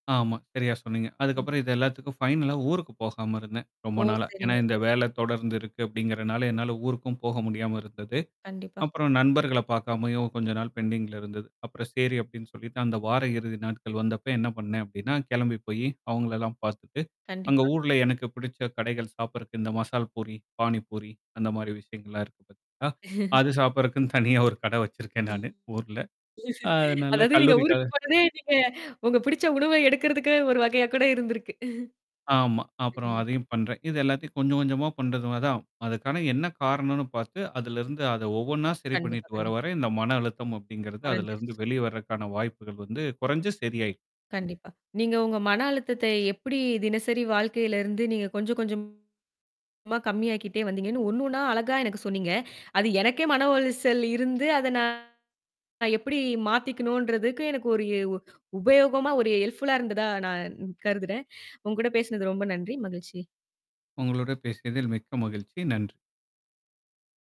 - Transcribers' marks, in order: static; other background noise; unintelligible speech; in English: "ஃபைனலா"; tapping; mechanical hum; in English: "பெண்டிங்ல"; laugh; laughing while speaking: "அது சாப்பிடறக்குன்னு தனியா ஒரு கடை வெச்சிருக்கேன்"; unintelligible speech; laughing while speaking: "அதாவது, நீங்க ஊருக்குப் போனதே நீங்க … வகையா கூட இருந்திருக்கு"; unintelligible speech; other noise; distorted speech; in English: "ஹெல்ப்ஃபுல்லா"
- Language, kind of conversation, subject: Tamil, podcast, மனஅழுத்தத்தை சமாளிக்க தினமும் நீங்கள் பின்பற்றும் எந்த நடைமுறை உங்களுக்கு உதவுகிறது?